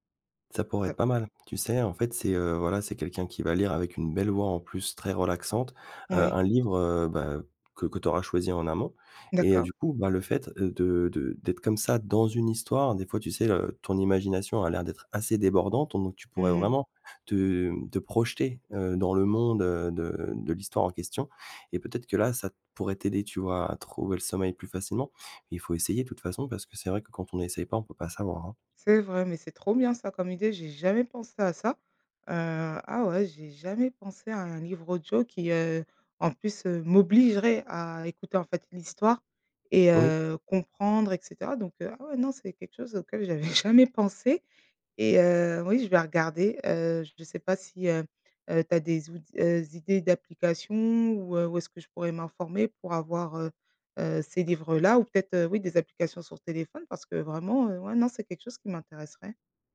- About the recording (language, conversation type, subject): French, advice, Pourquoi ma routine matinale chaotique me fait-elle commencer la journée en retard ?
- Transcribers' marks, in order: stressed: "assez"; laughing while speaking: "jamais"